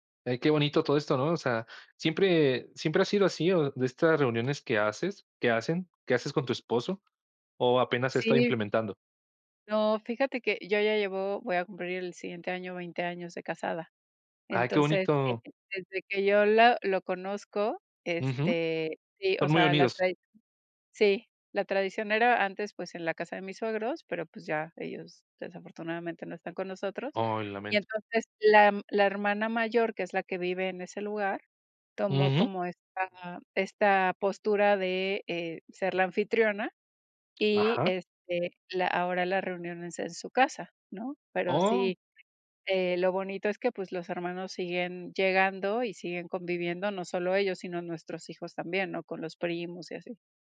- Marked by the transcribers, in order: tapping; other background noise
- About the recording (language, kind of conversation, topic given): Spanish, podcast, ¿Cómo puedes cocinar con poco presupuesto para muchos invitados?